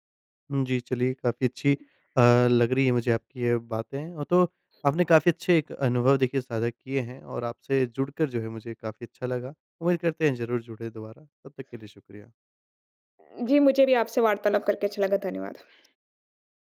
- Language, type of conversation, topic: Hindi, podcast, मेंटर चुनते समय आप किन बातों पर ध्यान देते हैं?
- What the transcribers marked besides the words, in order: other noise; other background noise; tapping